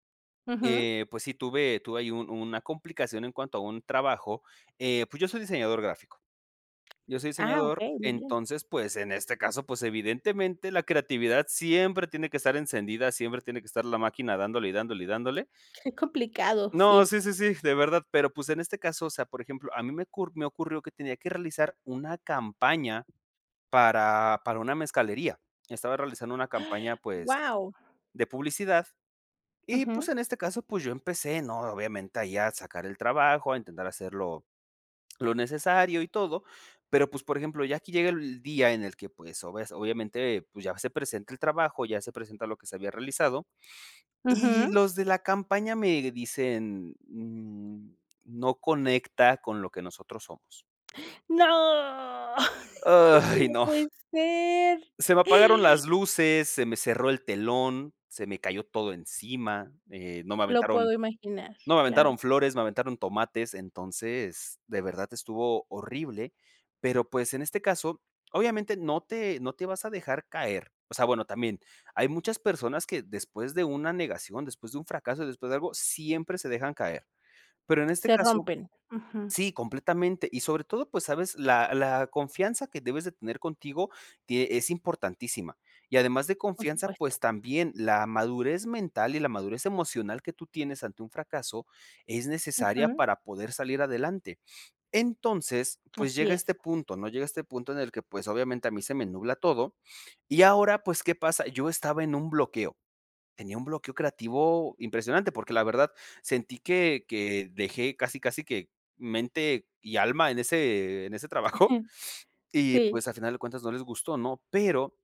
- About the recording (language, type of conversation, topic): Spanish, podcast, ¿Cómo usas el fracaso como trampolín creativo?
- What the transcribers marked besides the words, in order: other background noise; other noise; drawn out: "No"; laugh; disgusted: "Ay no"; chuckle; sniff